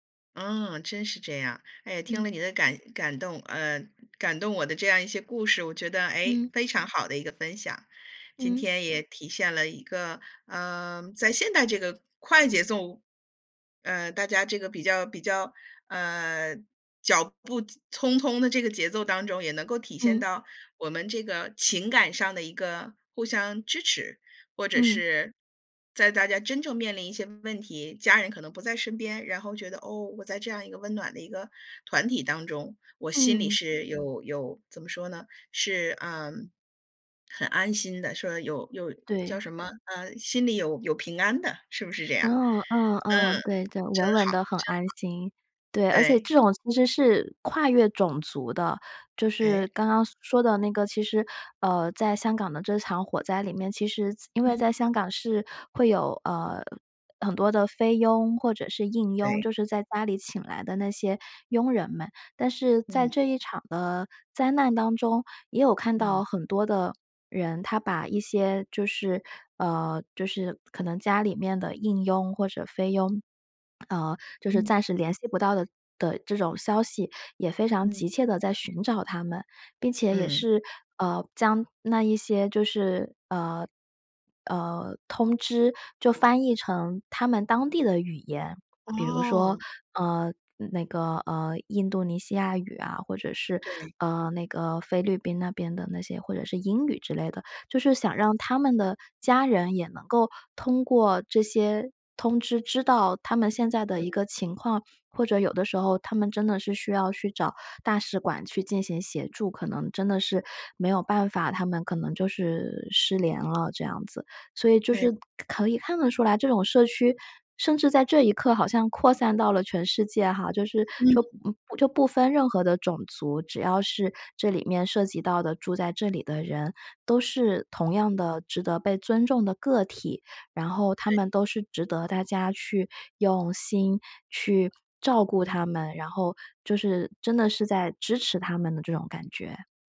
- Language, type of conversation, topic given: Chinese, podcast, 如何让社区更温暖、更有人情味？
- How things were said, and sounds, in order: other background noise